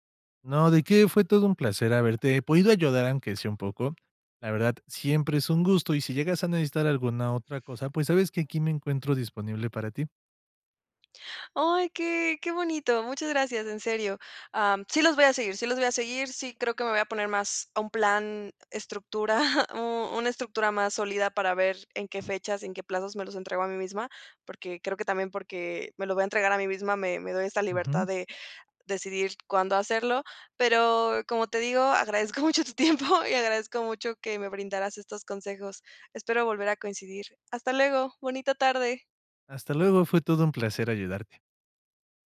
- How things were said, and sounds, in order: other background noise; chuckle; laughing while speaking: "agradezco mucho tu tiempo"
- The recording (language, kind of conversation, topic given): Spanish, advice, ¿Cómo te impide el perfeccionismo terminar tus obras o compartir tu trabajo?
- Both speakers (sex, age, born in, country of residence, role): female, 20-24, Mexico, Mexico, user; male, 30-34, Mexico, Mexico, advisor